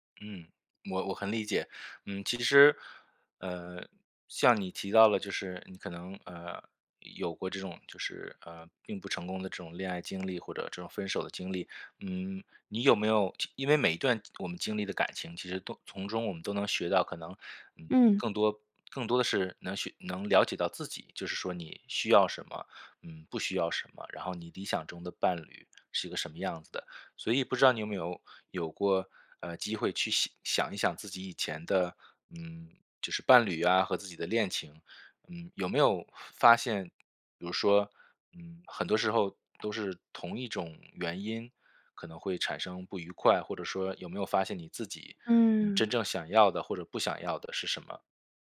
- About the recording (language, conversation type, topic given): Chinese, advice, 我害怕再次受傷，該怎麼勇敢開始新的戀情？
- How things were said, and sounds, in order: tapping